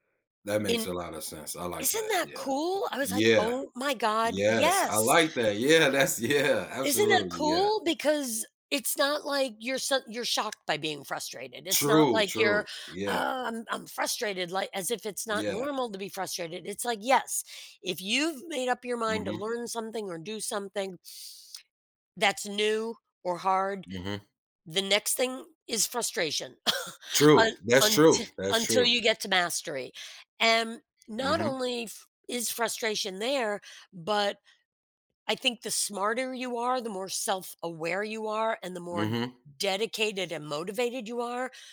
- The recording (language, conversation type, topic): English, unstructured, What do you think makes success feel so difficult to achieve sometimes?
- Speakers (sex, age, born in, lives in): female, 65-69, United States, United States; male, 40-44, United States, United States
- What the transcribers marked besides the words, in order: surprised: "isn't that cool? I was like, Oh my god. Yes!"; laughing while speaking: "that's yeah"; angry: "Ugh, I'm I'm frustrated"; chuckle